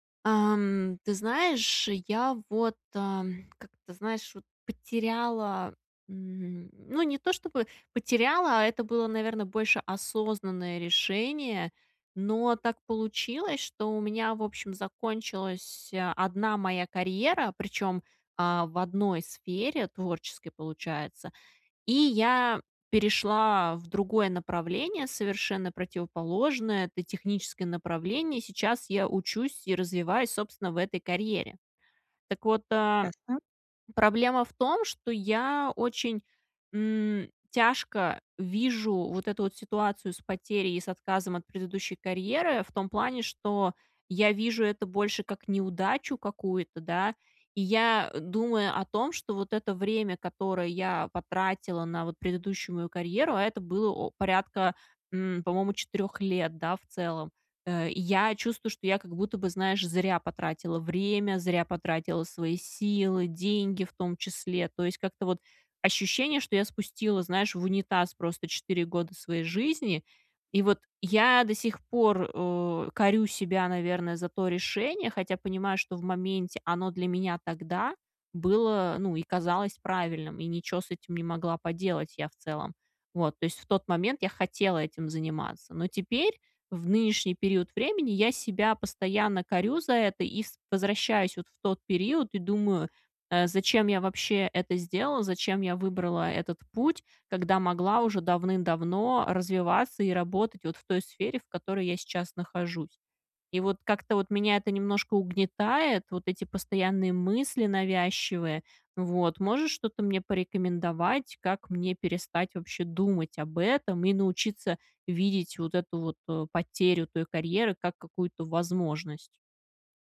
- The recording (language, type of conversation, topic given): Russian, advice, Как принять изменения и научиться видеть потерю как новую возможность для роста?
- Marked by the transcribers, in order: none